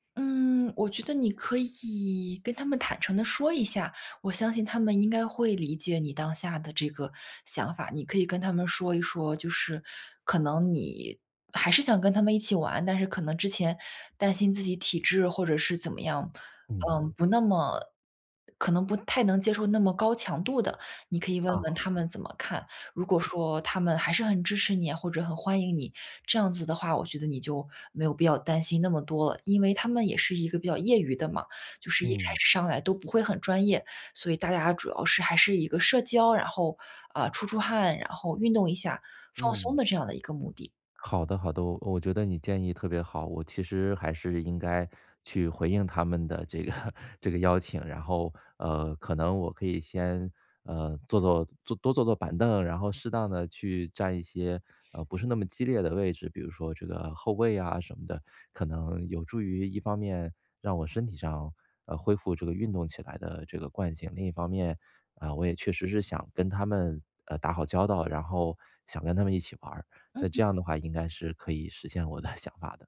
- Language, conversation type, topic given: Chinese, advice, 我害怕开始运动，该如何迈出第一步？
- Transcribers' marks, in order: other background noise; laughing while speaking: "这个"; laughing while speaking: "的"